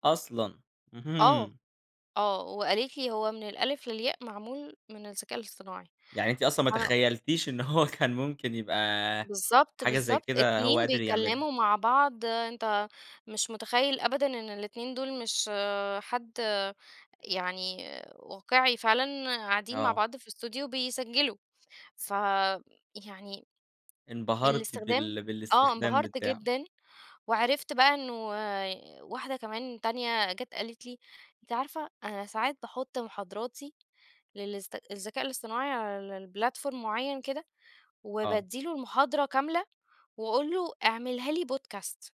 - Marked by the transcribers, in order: laughing while speaking: "إن هو كان ممكن"; in English: "الأستوديو"; tapping; in English: "الplatform"; in English: "podcast"
- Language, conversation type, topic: Arabic, podcast, إيه رأيك في تقنيات الذكاء الاصطناعي في حياتنا اليومية؟